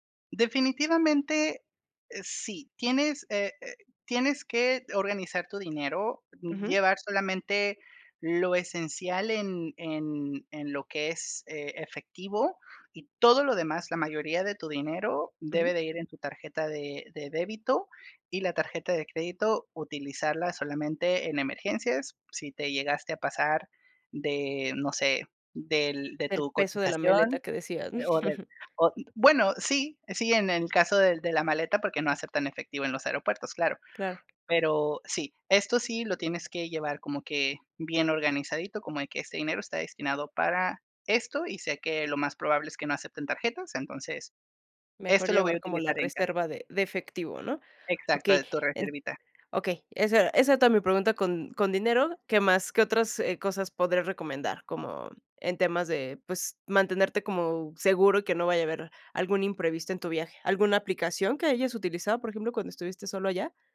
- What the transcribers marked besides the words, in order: "maleta" said as "meleta"; giggle
- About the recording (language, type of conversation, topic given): Spanish, podcast, ¿Qué consejo le darías a alguien que duda en viajar solo?